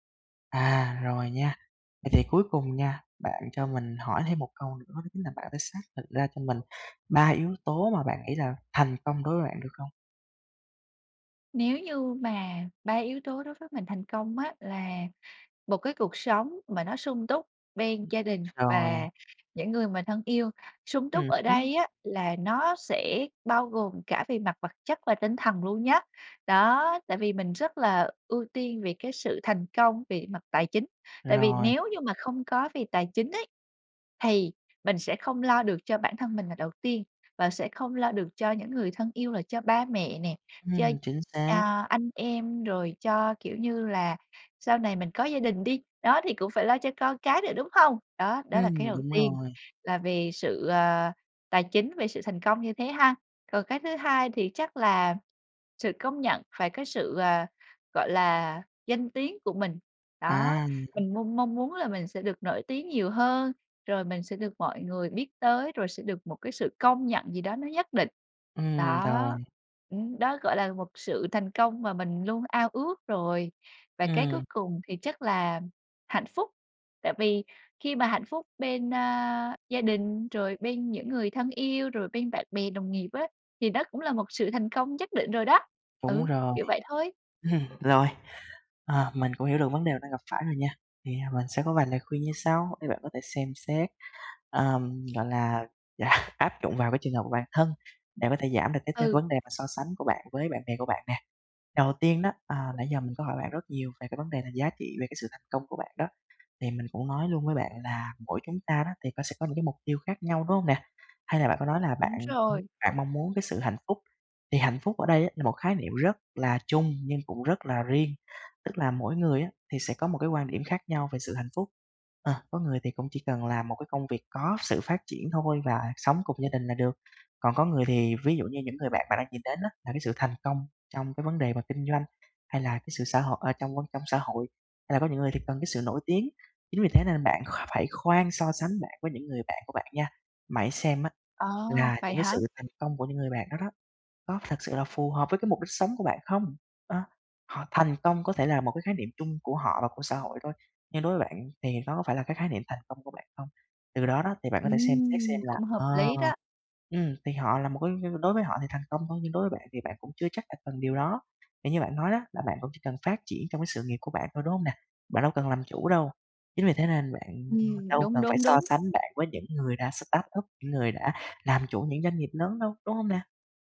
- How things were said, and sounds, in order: tapping; laugh; laugh; other noise; other background noise; in English: "startup"
- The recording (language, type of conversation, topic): Vietnamese, advice, Làm sao để tôi không bị ảnh hưởng bởi việc so sánh mình với người khác?